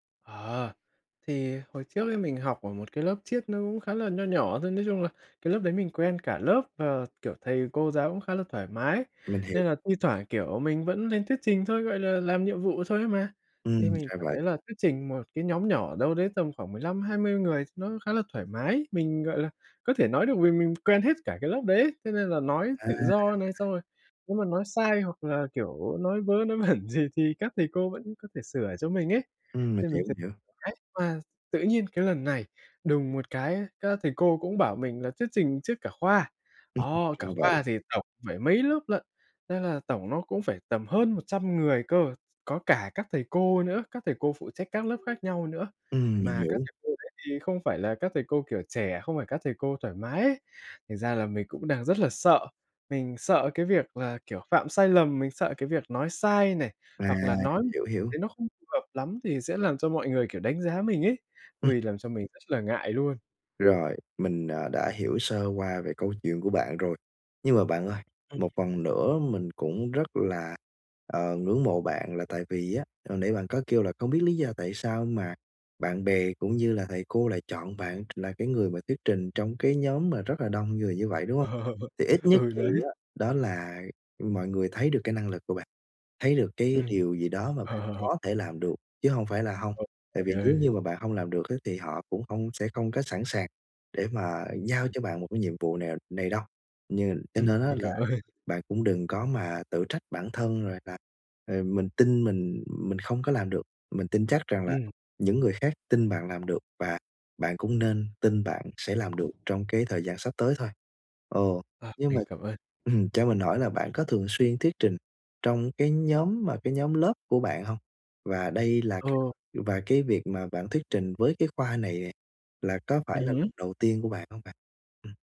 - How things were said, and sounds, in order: tapping; laughing while speaking: "vẩn"; unintelligible speech; other background noise; laughing while speaking: "Ờ"; laugh; laughing while speaking: "ơn"
- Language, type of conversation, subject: Vietnamese, advice, Làm sao để bớt lo lắng khi phải nói trước một nhóm người?